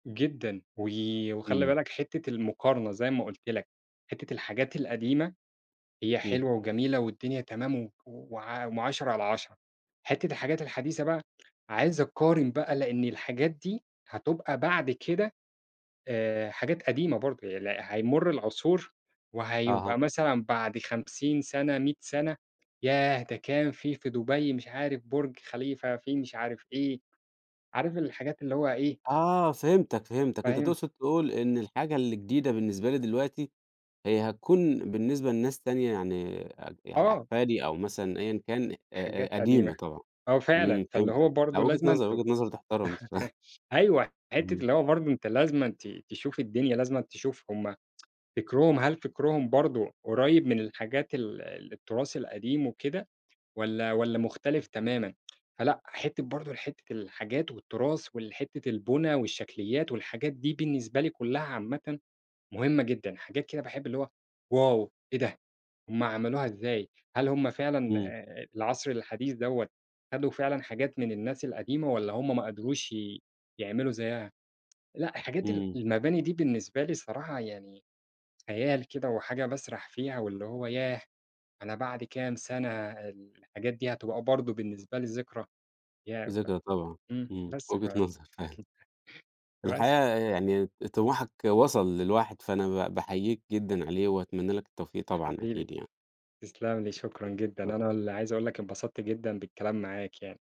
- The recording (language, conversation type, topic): Arabic, podcast, إزاي بتختار الأماكن اللي بتحب تروح تستكشفها؟
- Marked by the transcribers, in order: unintelligible speech; laugh; laughing while speaking: "بصراحة"; tsk; tsk; unintelligible speech; unintelligible speech